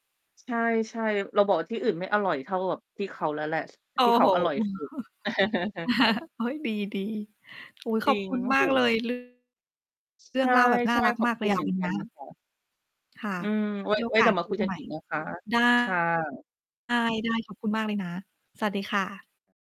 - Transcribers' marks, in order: static; distorted speech; laugh; tapping; chuckle; unintelligible speech
- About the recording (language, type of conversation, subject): Thai, unstructured, คุณจำช่วงเวลาที่มีความสุขที่สุดในวัยเด็กได้ไหม?